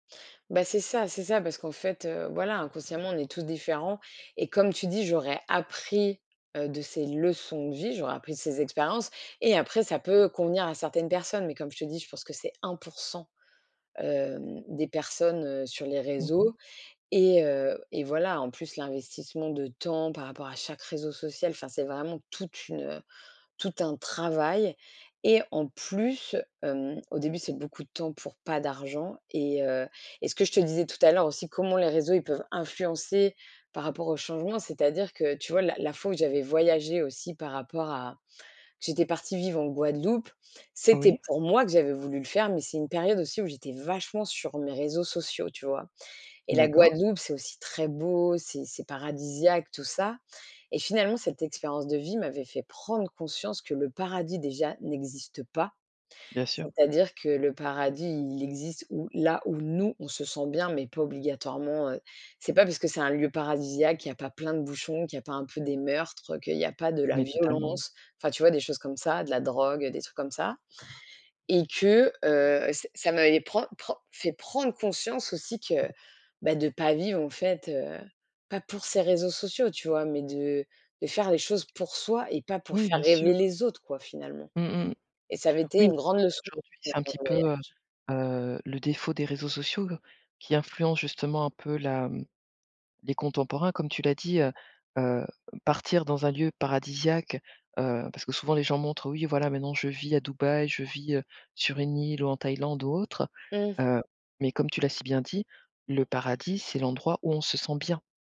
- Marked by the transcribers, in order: tapping; other background noise; stressed: "travail"; stressed: "vachement"; stressed: "pas"; stressed: "prendre"
- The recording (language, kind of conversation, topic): French, podcast, Comment les réseaux sociaux influencent-ils nos envies de changement ?